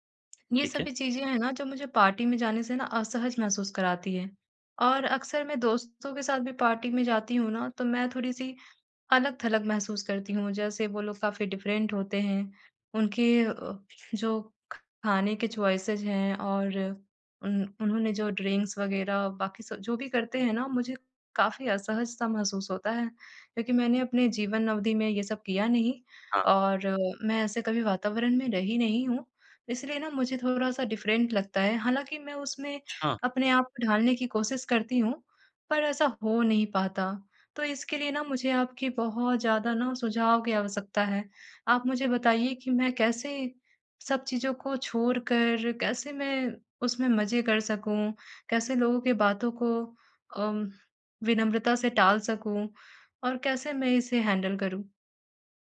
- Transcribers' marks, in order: in English: "पार्टी"; in English: "पार्टी"; in English: "डिफ़रेंट"; in English: "चॉइसेस"; in English: "ड्रिंक्स"; in English: "डिफ़रेंट"; in English: "हैंडल"
- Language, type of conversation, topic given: Hindi, advice, पार्टी में सामाजिक दबाव और असहजता से कैसे निपटूँ?